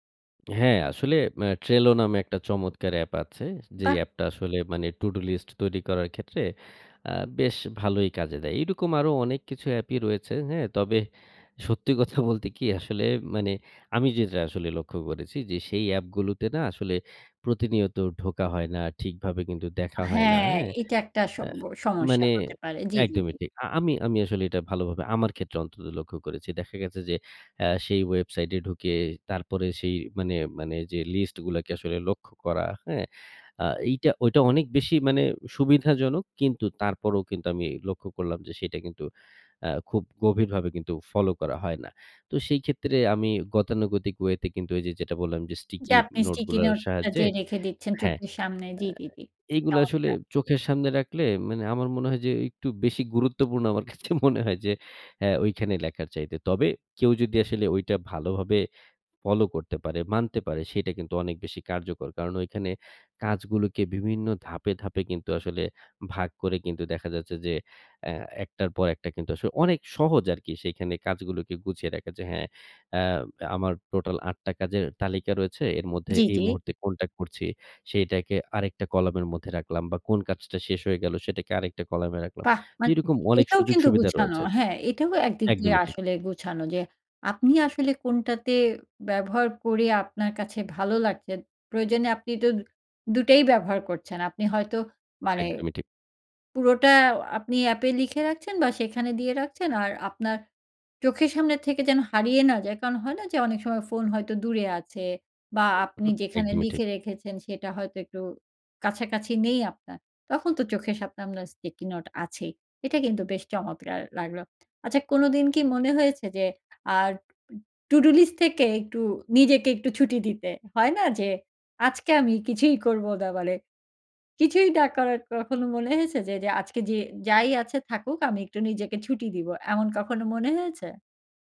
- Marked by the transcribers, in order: drawn out: "হ্যাঁ"; laughing while speaking: "কাছে মনে হয়"; "সামনে" said as "সাপনে"; "আপনার" said as "আমনার"; laughing while speaking: "আজকে আমি কিছুই করবো না বলে কিছুই না করার কখনো মনে হয়েছে"
- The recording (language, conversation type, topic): Bengali, podcast, টু-ডু লিস্ট কীভাবে গুছিয়ে রাখেন?